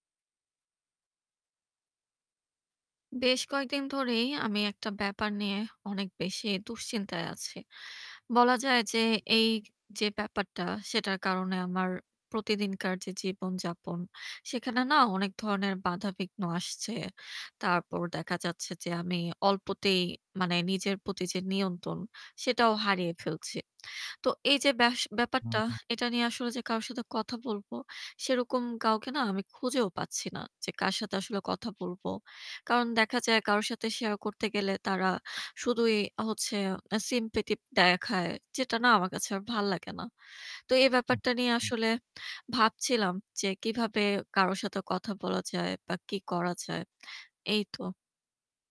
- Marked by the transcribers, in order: other background noise; distorted speech; static; in English: "sympathy"
- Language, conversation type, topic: Bengali, advice, আপনি প্যানিক অ্যাটাক বা তীব্র উদ্বেগের মুহূর্ত কীভাবে সামলান?